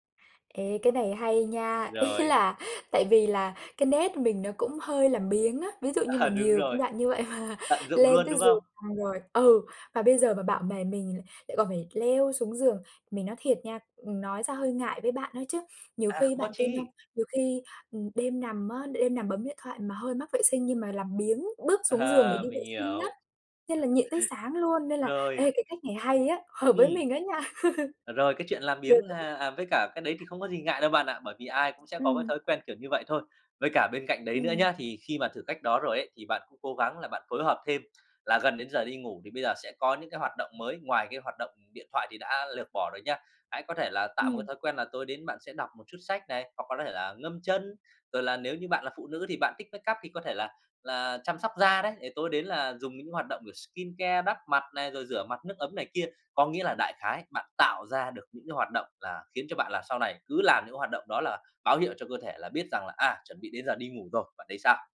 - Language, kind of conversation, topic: Vietnamese, advice, Bạn có thường lướt mạng không dứt trước khi ngủ, khiến giấc ngủ và tâm trạng của bạn bị xáo trộn không?
- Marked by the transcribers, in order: laughing while speaking: "ý là"; tapping; laughing while speaking: "À"; laughing while speaking: "mà"; laughing while speaking: "À"; chuckle; laugh; other background noise; in English: "makeup"; in English: "skincare"